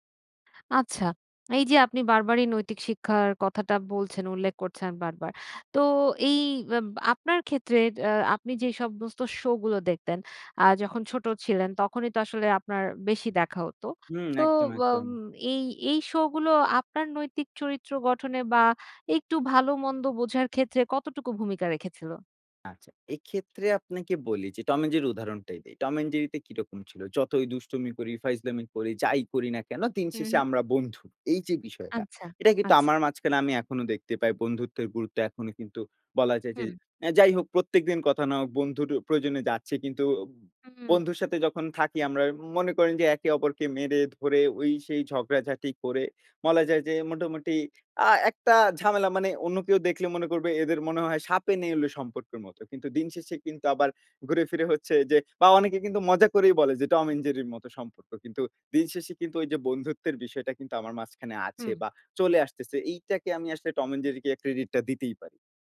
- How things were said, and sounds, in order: tapping
- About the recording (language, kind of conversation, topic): Bengali, podcast, ছোটবেলায় কোন টিভি অনুষ্ঠান তোমাকে ভীষণভাবে মগ্ন করে রাখত?